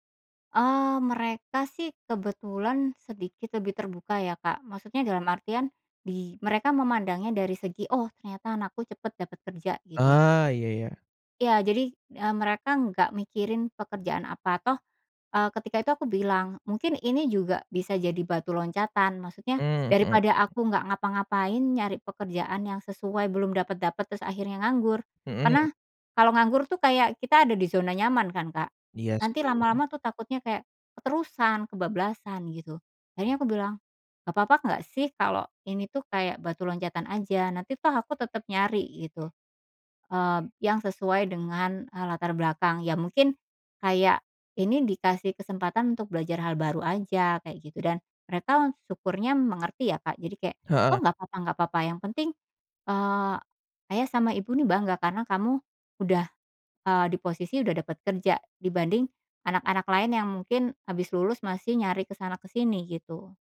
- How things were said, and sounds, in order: other background noise
- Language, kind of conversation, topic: Indonesian, podcast, Bagaimana rasanya mendapatkan pekerjaan pertama Anda?